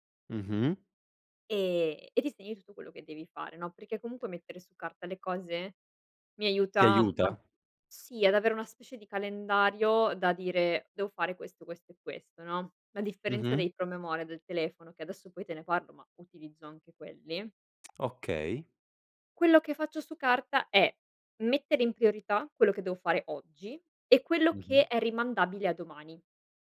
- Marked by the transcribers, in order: tongue click
- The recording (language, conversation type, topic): Italian, podcast, Come pianifichi la tua settimana in anticipo?